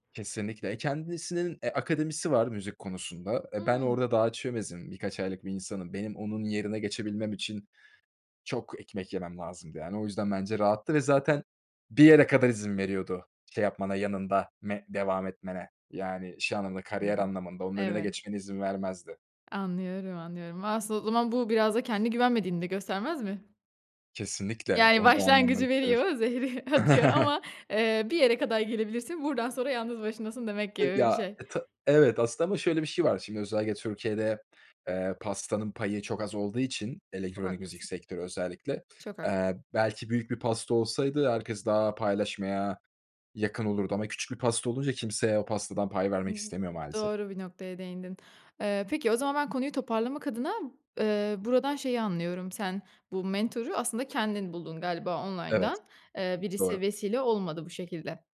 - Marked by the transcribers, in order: other background noise; laughing while speaking: "zehiri atıyor ama"; chuckle; other noise; "mentoru" said as "mentörü"
- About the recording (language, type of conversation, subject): Turkish, podcast, Hayatınızda bir mentor oldu mu, size nasıl yardımcı oldu?
- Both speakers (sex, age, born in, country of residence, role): female, 25-29, Turkey, Italy, host; male, 25-29, Turkey, Germany, guest